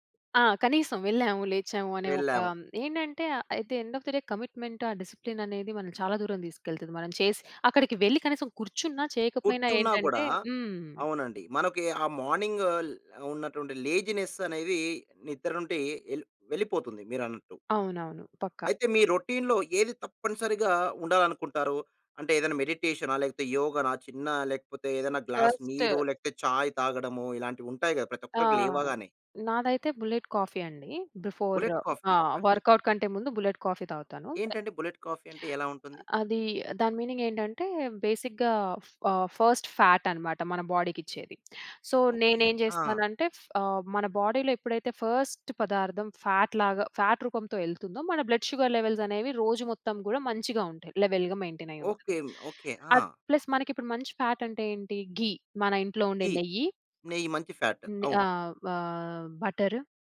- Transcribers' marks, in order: in English: "అట్ ది ఎండ్ ఆఫ్ ది డే, కమిట్‌మెంట్"; in English: "డిసిప్లిన్"; in English: "లేజినెస్"; in English: "రౌటీన్‌లో"; in English: "గ్లాస్"; in English: "ఫస్ట్"; in Hindi: "చాయ్"; in English: "బుల్లెట్ కాఫీ"; in English: "బిఫోర్"; in English: "వర్క్ అవుట్"; in English: "బుల్లెట్ కాఫీ"; in English: "బుల్లెట్ కాఫీ"; other background noise; in English: "బుల్లెట్ కాఫీ"; in English: "మీనింగ్"; in English: "బేసిక్‌గా"; in English: "ఫస్ట్ ఫాట్"; in English: "సో"; in English: "బాడీలో"; in English: "ఫస్ట్"; in English: "ఫాట్‌లాగా ఫాట్"; in English: "బ్లడ్ షుగర్ లెవెల్స్"; in English: "లెవెల్‌గా"; in English: "ప్లస్"; in English: "ఫాట్"; in English: "ఘీ"; in English: "ఘీ"; in English: "ఫాట్"; tapping
- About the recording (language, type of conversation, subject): Telugu, podcast, ఉదయాన్ని శ్రద్ధగా ప్రారంభించడానికి మీరు పాటించే దినచర్య ఎలా ఉంటుంది?